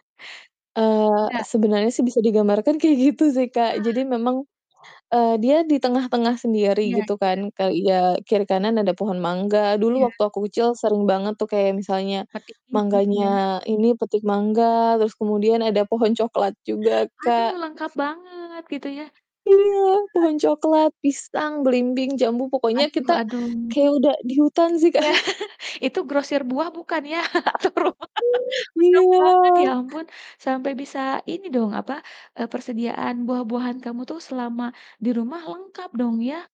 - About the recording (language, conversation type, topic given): Indonesian, podcast, Apa yang membuat rumahmu terasa seperti rumah yang sesungguhnya?
- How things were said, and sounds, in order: other background noise; laughing while speaking: "kayak gitu sih Kak"; distorted speech; unintelligible speech; chuckle; static; laugh; chuckle; laughing while speaking: "Atau rumah"; other noise